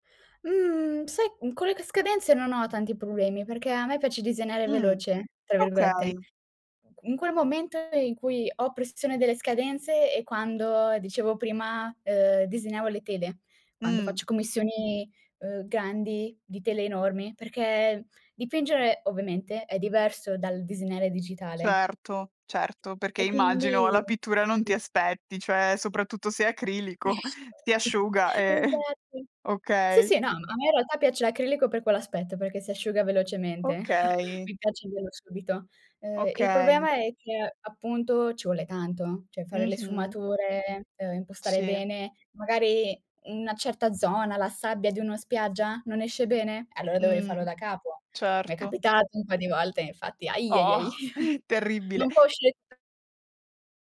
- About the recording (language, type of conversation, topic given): Italian, podcast, Come superi il blocco creativo quando arriva?
- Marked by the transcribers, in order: unintelligible speech; chuckle; laughing while speaking: "acrilico"; laughing while speaking: "e"; tapping; chuckle; unintelligible speech; laughing while speaking: "Oh"; chuckle; other background noise